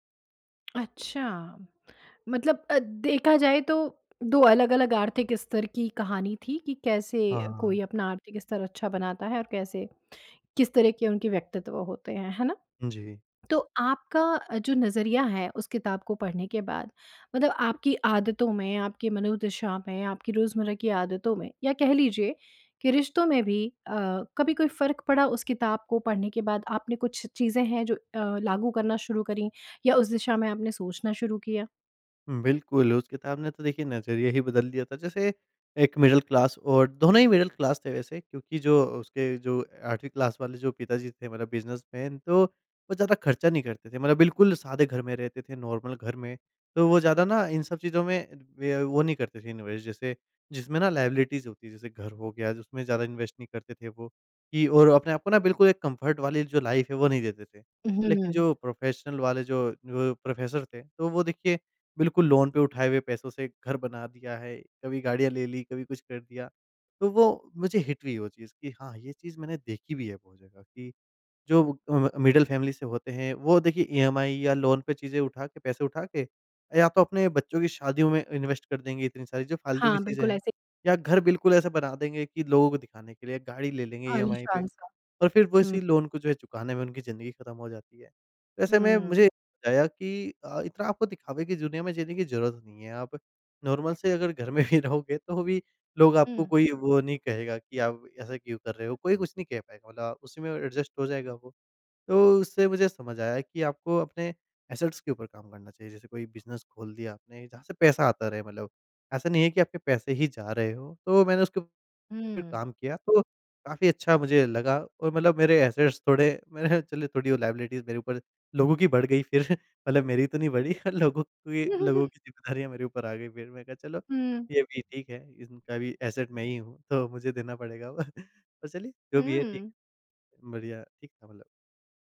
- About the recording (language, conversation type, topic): Hindi, podcast, क्या किसी किताब ने आपका नज़रिया बदल दिया?
- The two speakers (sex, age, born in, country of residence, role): female, 35-39, India, India, host; male, 25-29, India, India, guest
- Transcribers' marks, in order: in English: "मिडल क्लास"; in English: "मिडल क्लास"; in English: "क्लास"; in English: "बिज़नेसमैन"; in English: "नॉर्मल"; in English: "इन्वेस्ट"; in English: "लायबिलिटीज़"; in English: "इन्वेस्ट"; in English: "कंफर्ट"; in English: "लाइफ़"; in English: "प्रोफ़ेशनल"; in English: "लोन"; in English: "हिट"; in English: "मिडल फ़ैमिली"; in English: "लोन"; in English: "इन्वेस्ट"; in English: "लोन"; in English: "नॉर्मल"; laughing while speaking: "ही"; in English: "ऐडजस्ट"; in English: "एसेट्स"; in English: "एसेट्स"; in English: "लायबिलिटीज़"; laughing while speaking: "फिर"; chuckle; laughing while speaking: "बढ़ी पर लोगों की लोगों … मैंने कहा चलो"; in English: "एसेट"; chuckle